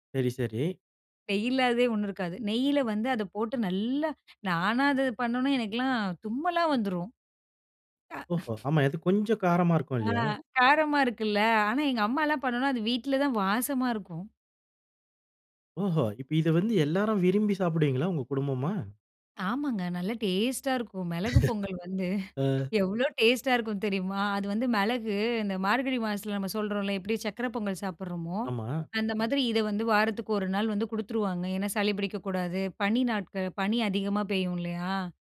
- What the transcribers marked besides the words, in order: other noise; laugh; laughing while speaking: "எவ்ளோ டேஸ்ட்டா இருக்கும் தெரியுமா?"
- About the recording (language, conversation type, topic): Tamil, podcast, அம்மாவின் குறிப்பிட்ட ஒரு சமையல் குறிப்பை பற்றி சொல்ல முடியுமா?